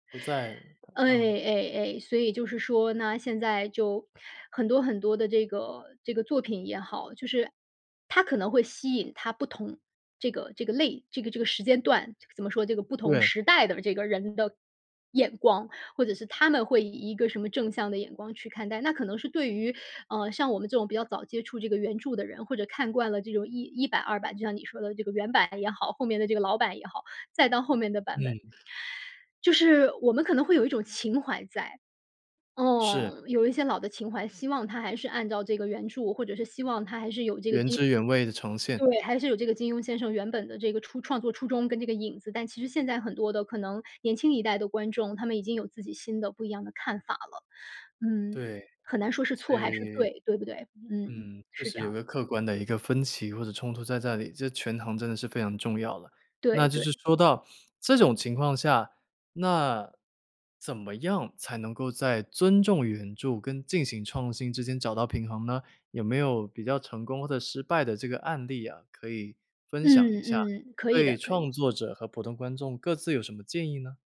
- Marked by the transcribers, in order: tapping; other background noise
- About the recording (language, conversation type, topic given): Chinese, podcast, 为什么老故事总会被一再翻拍和改编？
- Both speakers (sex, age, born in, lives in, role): female, 40-44, China, United States, guest; male, 30-34, China, United States, host